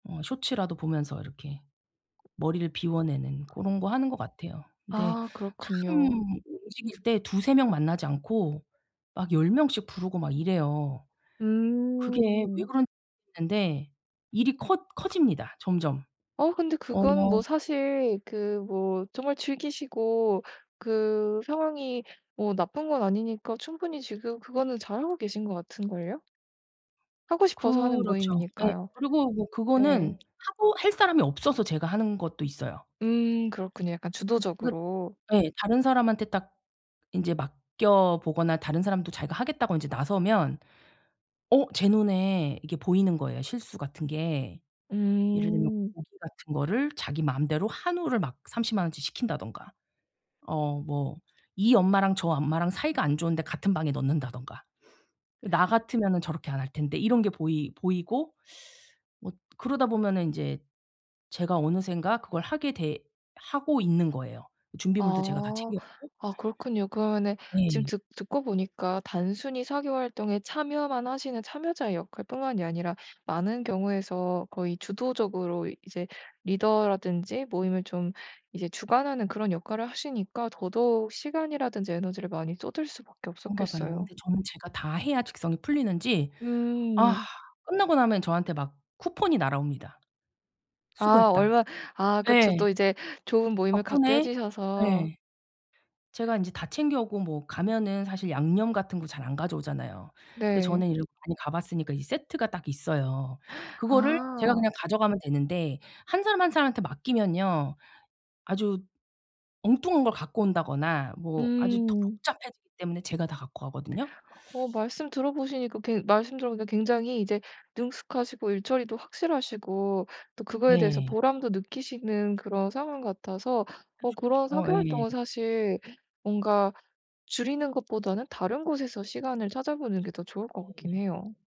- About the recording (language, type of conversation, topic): Korean, advice, 사교 활동과 혼자 있는 시간의 균형을 죄책감 없이 어떻게 찾을 수 있을까요?
- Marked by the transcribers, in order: tapping; other background noise; unintelligible speech; teeth sucking; gasp; teeth sucking